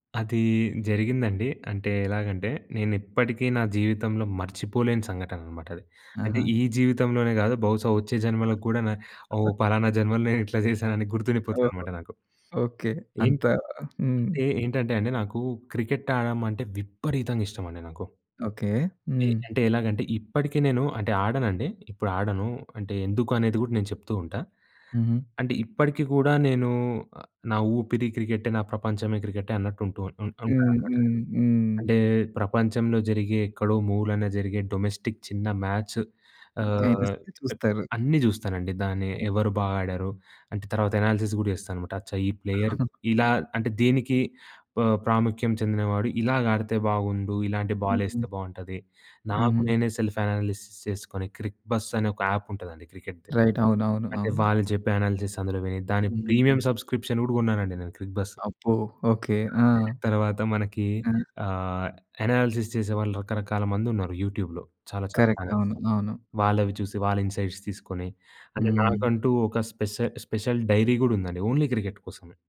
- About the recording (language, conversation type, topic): Telugu, podcast, కుటుంబం, స్నేహితుల అభిప్రాయాలు మీ నిర్ణయాన్ని ఎలా ప్రభావితం చేస్తాయి?
- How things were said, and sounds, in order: chuckle; giggle; other background noise; in English: "డొమెస్టిక్"; in English: "మ్యాచ్"; tapping; in English: "అనాలిసిస్"; in English: "ప్లేయర్"; chuckle; in English: "బాల్"; in English: "సెల్ఫ్ అనాలిసిస్"; in English: "క్రిక్ బస్"; in English: "యాప్"; in English: "అనాలిసిస్"; in English: "రైట్"; in English: "ప్రీమియం సబ్స్క్రిప్షన్"; in English: "క్రిక్ బస్"; in English: "అనాలిసిస్"; in English: "యూట్యూబ్‌లో"; in English: "చానల్స్"; in English: "కరెక్ఱ్"; in English: "ఇన్సైట్స్"; in English: "స్పెషల్ డైరీ"; in English: "ఓన్లీ"